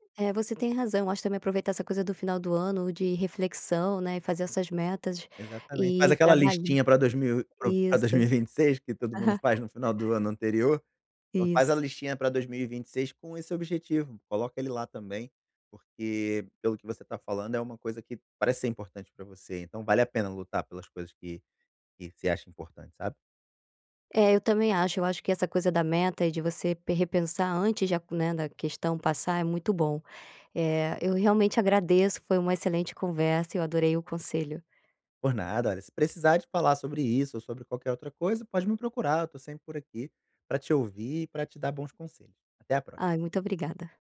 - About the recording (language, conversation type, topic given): Portuguese, advice, Como posso ajustar meus objetivos pessoais sem me sobrecarregar?
- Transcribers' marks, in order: none